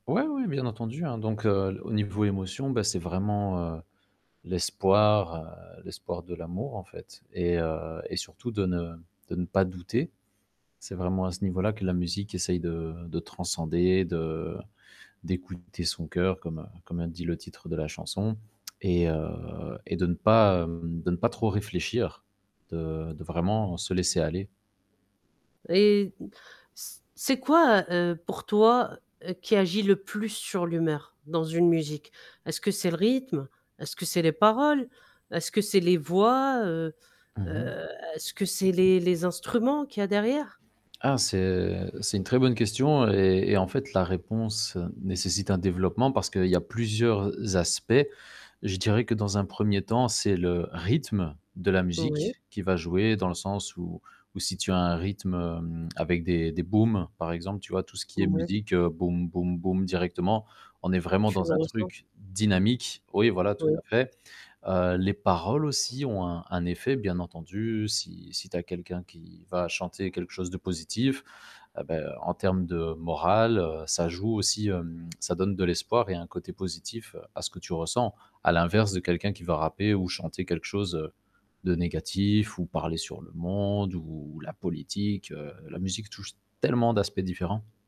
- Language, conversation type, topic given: French, podcast, Comment la musique t’aide-t-elle à changer d’humeur ?
- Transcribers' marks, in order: static; tapping; distorted speech; mechanical hum; stressed: "rythme"; stressed: "dynamique"